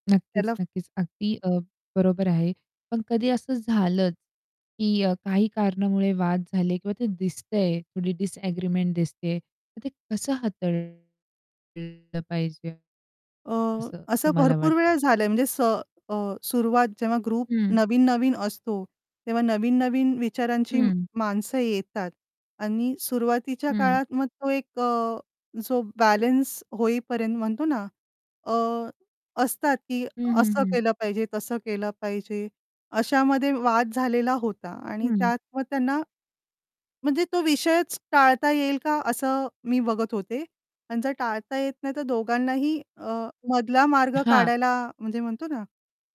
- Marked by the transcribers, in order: tapping; distorted speech; in English: "डिसएग्रीमेंट"; in English: "ग्रुप"; static
- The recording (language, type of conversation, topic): Marathi, podcast, इंटरनेटवरील समुदायात विश्वास कसा मिळवता?